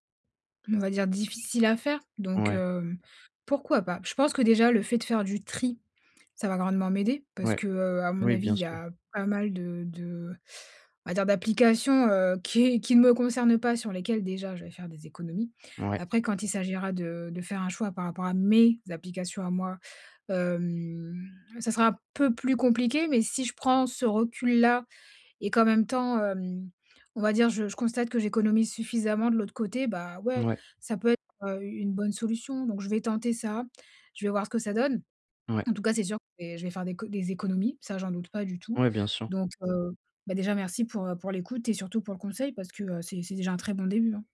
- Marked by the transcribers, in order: other background noise; stressed: "tri"; stressed: "mes"; drawn out: "hem"; drawn out: "hem"
- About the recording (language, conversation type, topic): French, advice, Comment puis-je simplifier mes appareils et mes comptes numériques pour alléger mon quotidien ?